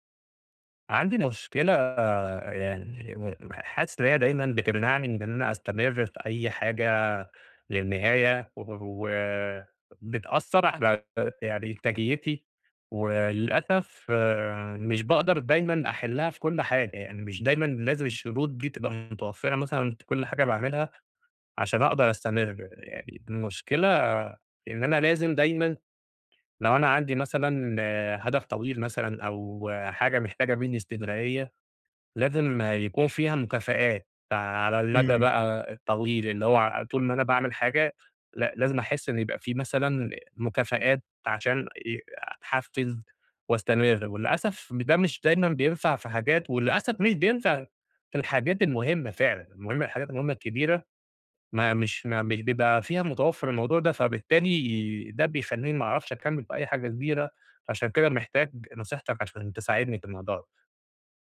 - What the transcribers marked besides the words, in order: none
- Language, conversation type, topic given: Arabic, advice, إزاي أختار مكافآت بسيطة وفعّالة تخلّيني أكمّل على عاداتي اليومية الجديدة؟